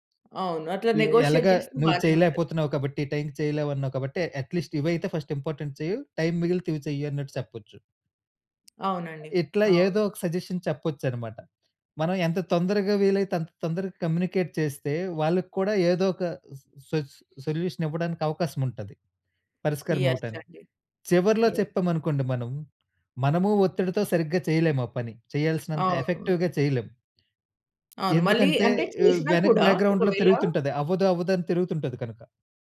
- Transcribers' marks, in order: in English: "నెగోషియేట్"; in English: "ఎట్లీస్ట్"; in English: "ఫర్స్ట్ ఇంపార్టెంట్"; in English: "సజెషన్"; in English: "కమ్యూనికేట్"; in English: "స్ సొ సొ సొల్యూషన్"; in English: "యెస్"; in English: "యెస్"; in English: "ఎఫెక్టివ్‌గా"; in English: "బాక్‌గ్రౌండ్‌లో"
- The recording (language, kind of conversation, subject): Telugu, podcast, ఒత్తిడిని మీరు ఎలా ఎదుర్కొంటారు?